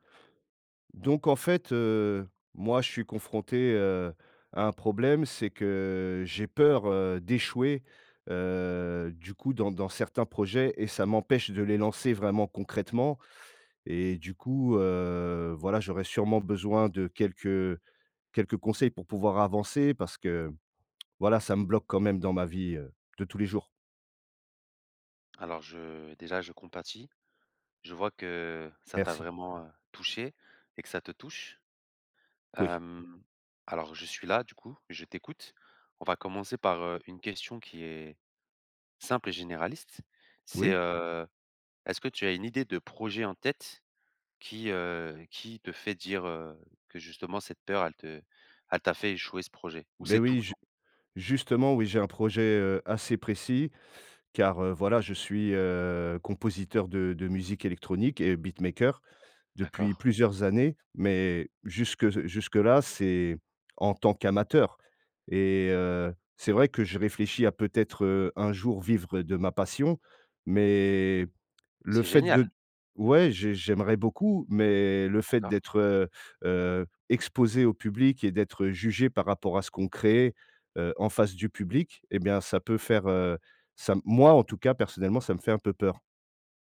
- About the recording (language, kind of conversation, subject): French, advice, Comment dépasser la peur d’échouer qui m’empêche de lancer mon projet ?
- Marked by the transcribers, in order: tapping; other background noise; in English: "beatmaker"; stressed: "génial"